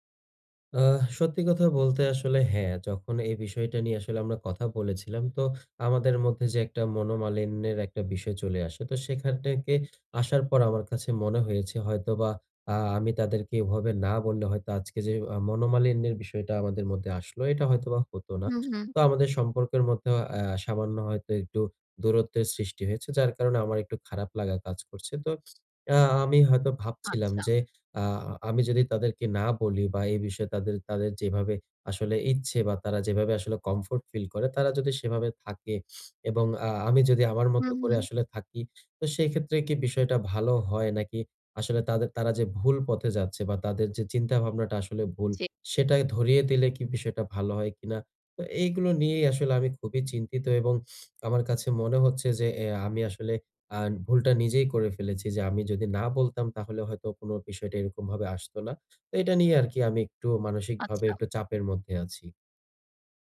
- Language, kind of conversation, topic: Bengali, advice, অর্থ নিয়ে কথোপকথন শুরু করতে আমার অস্বস্তি কাটাব কীভাবে?
- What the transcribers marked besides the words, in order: none